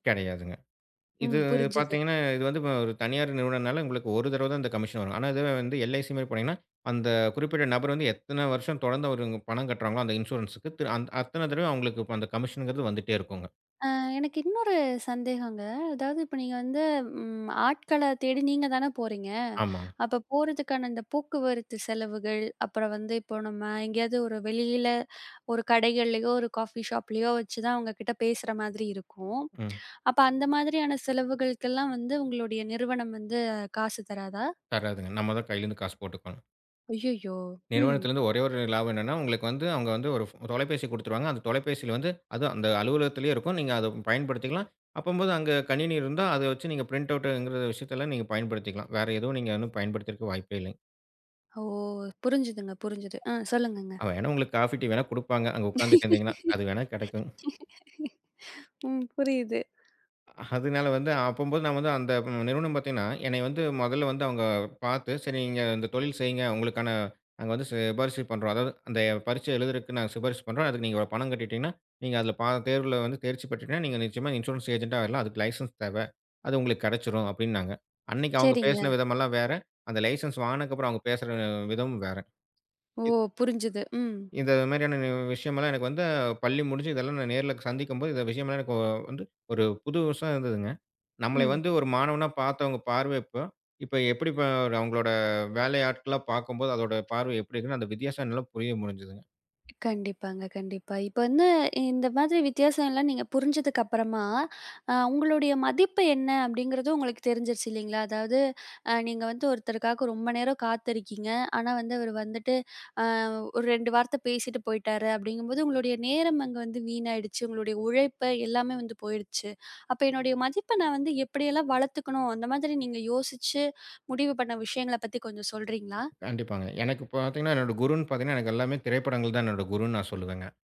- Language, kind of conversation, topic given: Tamil, podcast, நீங்கள் சுயமதிப்பை வளர்த்துக்கொள்ள என்ன செய்தீர்கள்?
- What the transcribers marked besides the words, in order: in English: "கமிஷன்"; in English: "எல்.ஐ.சி"; other background noise; in English: "கமிஷன்ங்கறது"; tapping; in English: "காஃபி ஷாப்லயோ"; in English: "பிரிண்ட் அவுட்ங்கிற"; laugh; laughing while speaking: "அதனால"